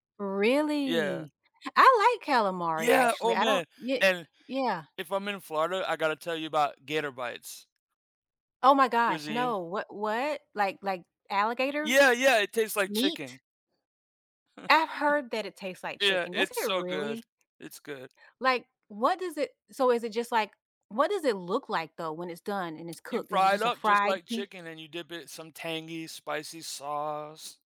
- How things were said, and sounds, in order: chuckle
- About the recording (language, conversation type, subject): English, unstructured, How does learning to cook a new cuisine connect to your memories and experiences with food?
- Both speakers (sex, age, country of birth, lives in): female, 45-49, United States, United States; male, 40-44, United States, United States